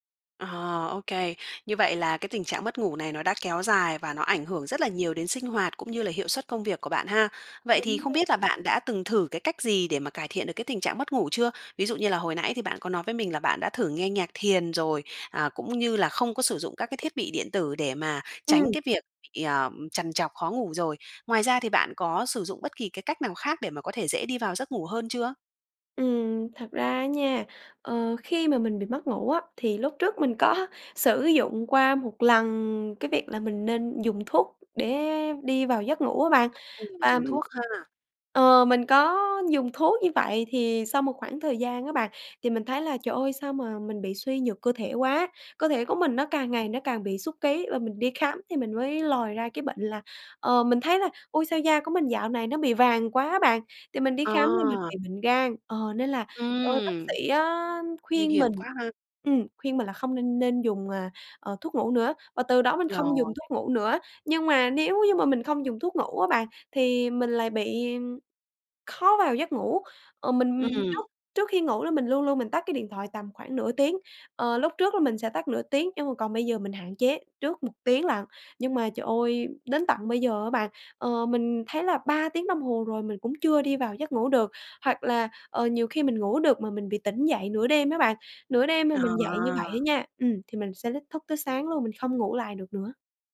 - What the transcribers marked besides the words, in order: tapping; laughing while speaking: "có"; other background noise
- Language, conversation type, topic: Vietnamese, advice, Vì sao bạn thường trằn trọc vì lo lắng liên tục?